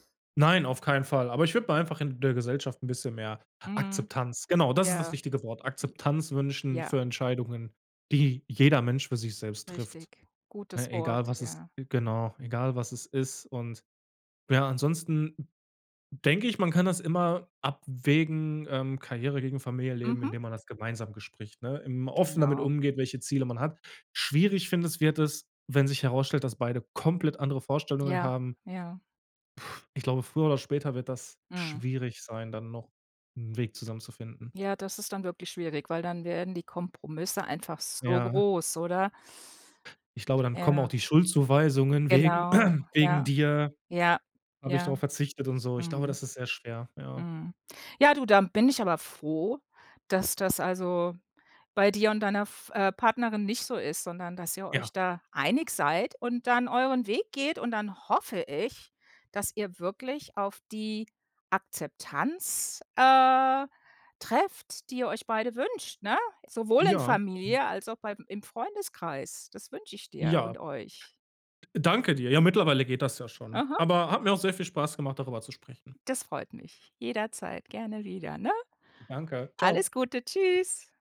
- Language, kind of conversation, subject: German, podcast, Wie kann man Karriere und Familienleben gegeneinander abwägen?
- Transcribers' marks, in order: tapping; "bespricht" said as "gespricht"; stressed: "komplett"; other background noise; throat clearing; stressed: "hoffe"